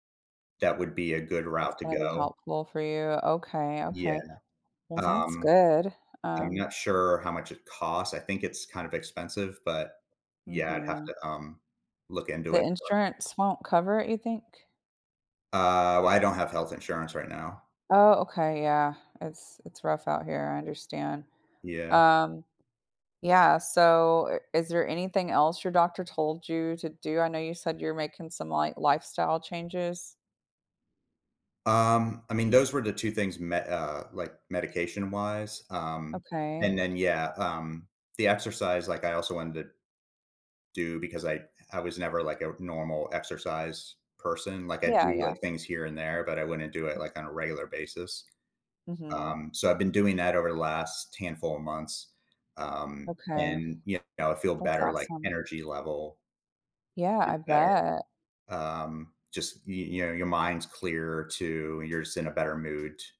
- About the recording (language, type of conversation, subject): English, advice, How do I cope and find next steps after an unexpected health scare?
- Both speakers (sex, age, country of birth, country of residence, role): female, 35-39, United States, United States, advisor; male, 40-44, United States, United States, user
- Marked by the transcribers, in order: other background noise